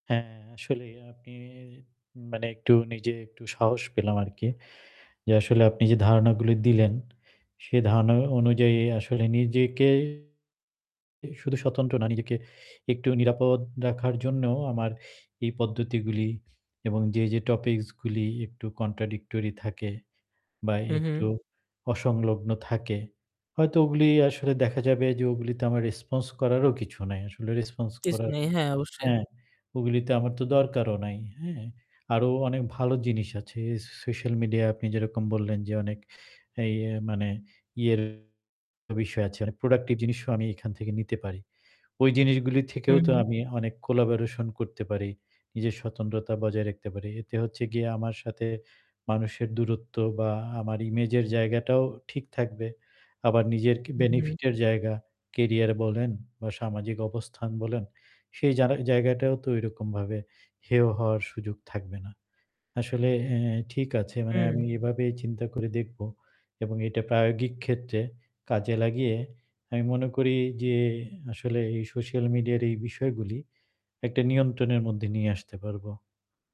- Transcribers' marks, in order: distorted speech; in English: "contradictory"; other background noise; in English: "collaboration"
- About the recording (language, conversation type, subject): Bengali, advice, সোশ্যাল মিডিয়ায় কীভাবে নিজেকে প্রকৃতভাবে প্রকাশ করেও নিরাপদভাবে স্বতন্ত্রতা বজায় রাখতে পারি?